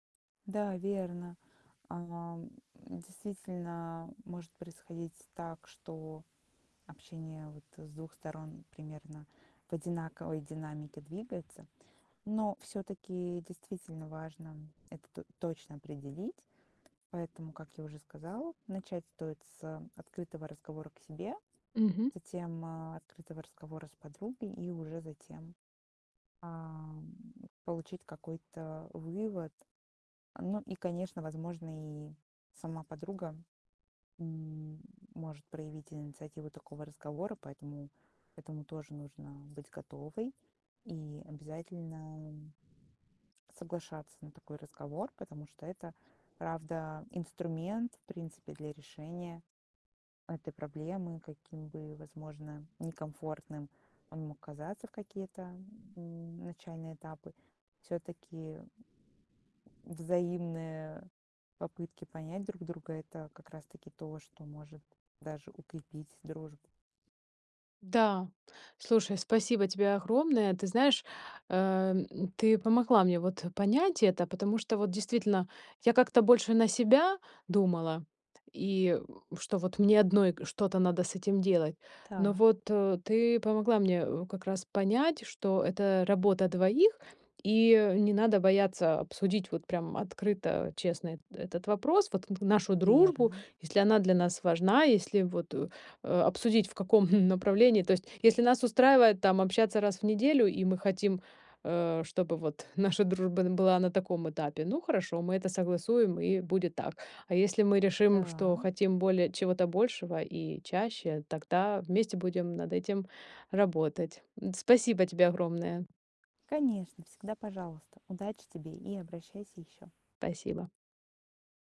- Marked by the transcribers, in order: tapping; chuckle
- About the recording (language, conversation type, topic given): Russian, advice, Почему мой друг отдалился от меня и как нам в этом разобраться?